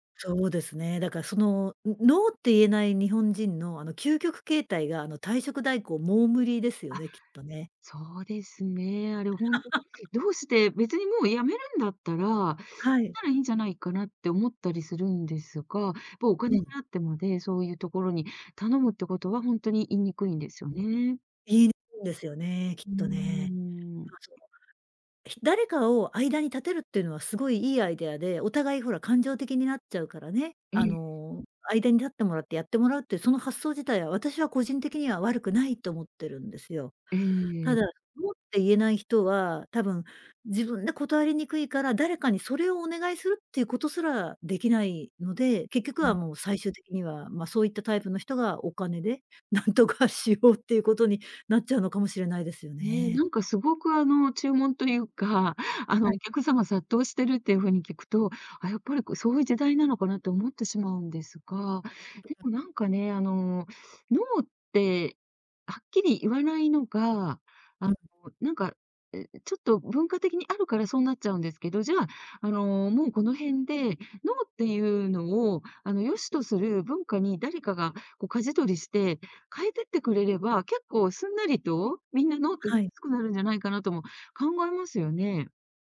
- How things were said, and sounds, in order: laugh; tapping; laughing while speaking: "何とかしよう"
- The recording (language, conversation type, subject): Japanese, podcast, 「ノー」と言うのは難しい？どうしてる？